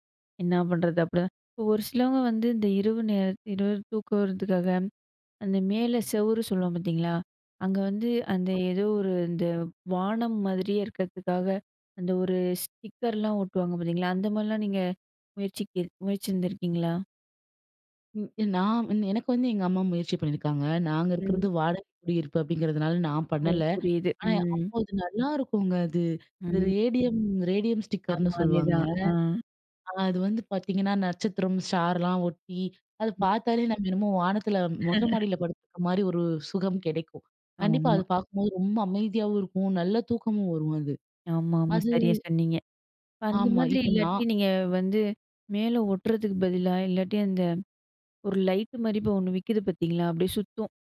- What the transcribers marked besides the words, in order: other noise; in English: "ஸ்டிக்கர்லாம்"; other background noise; in English: "ரேடியம் ரேடியம் ஸ்டிக்கர்னு"; "ஸ்டார்லாம்" said as "ஷார்லாம்"; chuckle; in English: "லைட்"
- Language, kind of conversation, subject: Tamil, podcast, இரவுக்குத் தளர்வான ஓய்வு சூழலை நீங்கள் எப்படி ஏற்பாடு செய்கிறீர்கள்?